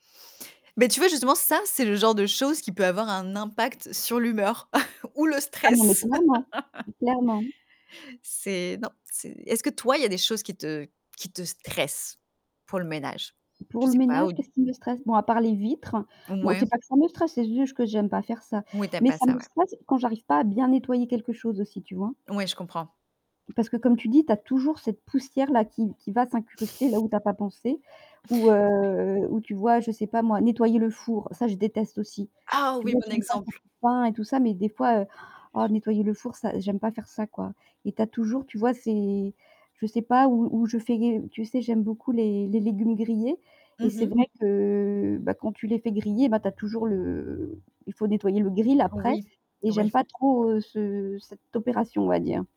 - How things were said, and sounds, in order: static; distorted speech; chuckle; laugh; stressed: "stressent"; other background noise; chuckle; unintelligible speech; tapping
- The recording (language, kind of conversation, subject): French, unstructured, Pourquoi certaines personnes n’aiment-elles pas faire le ménage ?